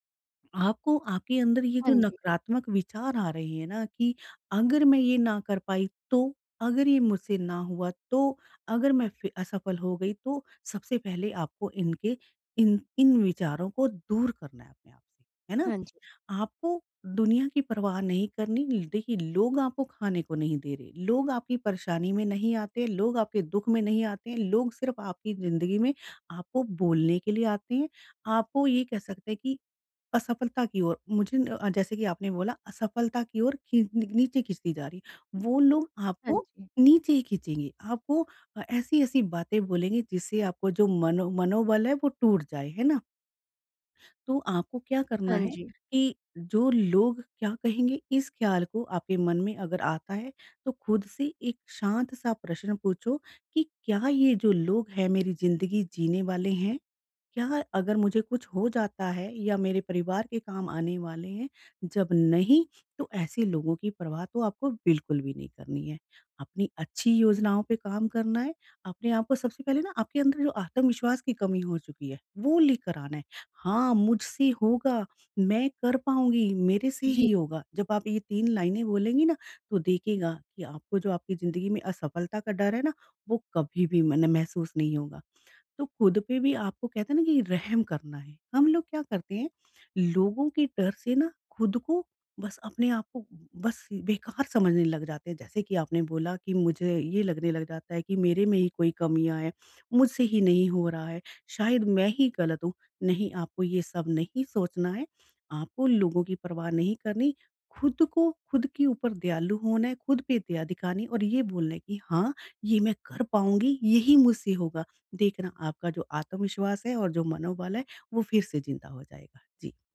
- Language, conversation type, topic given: Hindi, advice, असफलता के डर को नियंत्रित करना
- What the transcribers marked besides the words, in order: none